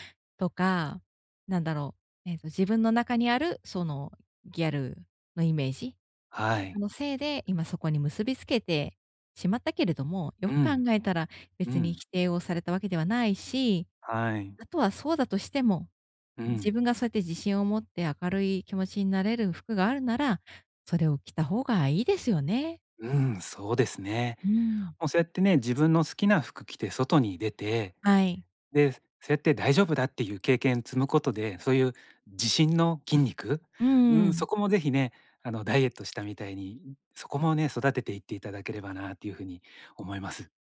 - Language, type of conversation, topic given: Japanese, advice, 他人の目を気にせず服を選ぶにはどうすればよいですか？
- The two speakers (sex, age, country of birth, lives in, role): female, 35-39, Japan, Japan, user; male, 45-49, Japan, Japan, advisor
- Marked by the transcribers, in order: other background noise